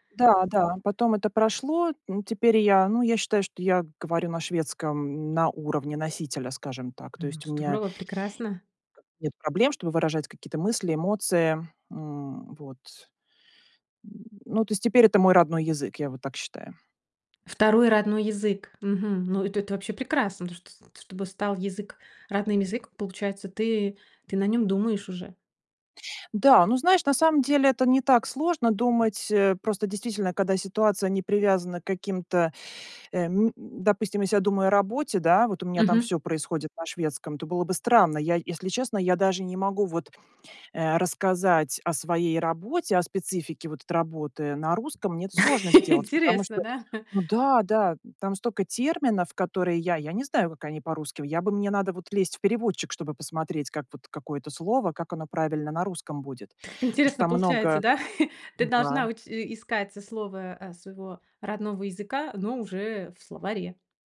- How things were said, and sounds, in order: other background noise; tapping; laughing while speaking: "Интересно, да"; chuckle
- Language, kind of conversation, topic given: Russian, podcast, Как язык влияет на твоё самосознание?